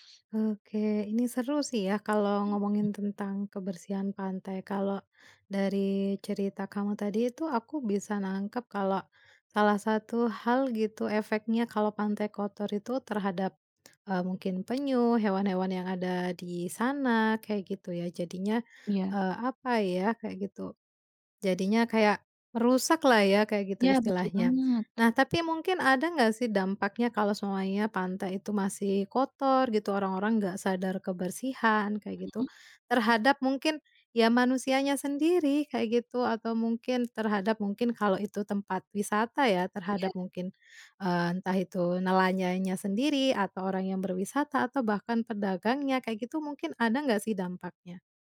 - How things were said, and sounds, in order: tapping; other background noise
- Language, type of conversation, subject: Indonesian, podcast, Kenapa penting menjaga kebersihan pantai?